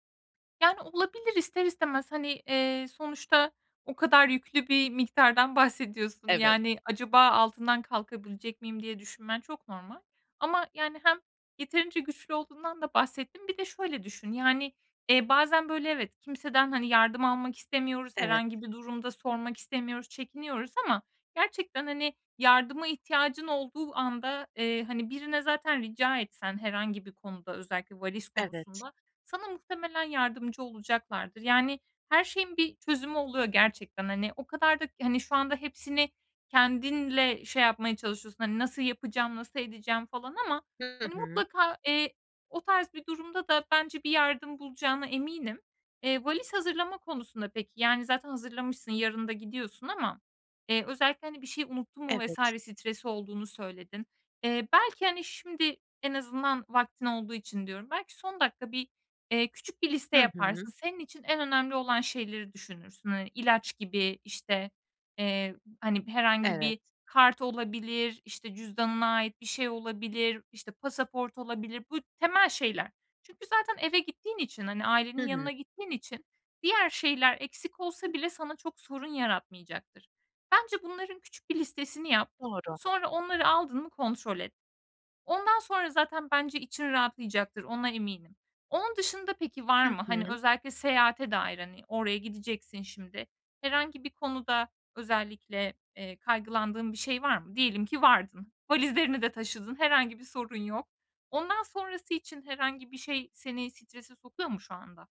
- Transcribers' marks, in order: other noise
- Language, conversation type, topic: Turkish, advice, Seyahat sırasında yaşadığım stres ve aksiliklerle nasıl başa çıkabilirim?
- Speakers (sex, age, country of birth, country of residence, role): female, 25-29, Turkey, Estonia, advisor; female, 25-29, Turkey, Poland, user